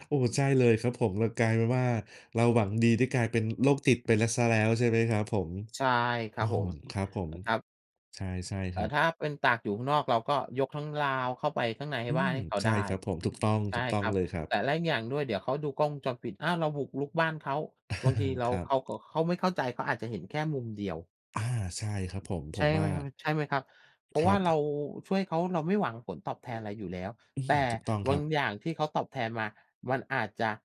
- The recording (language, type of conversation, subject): Thai, unstructured, ถ้าคุณสามารถช่วยใครสักคนได้โดยไม่หวังผลตอบแทน คุณจะช่วยไหม?
- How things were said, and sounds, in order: tapping; other background noise; laugh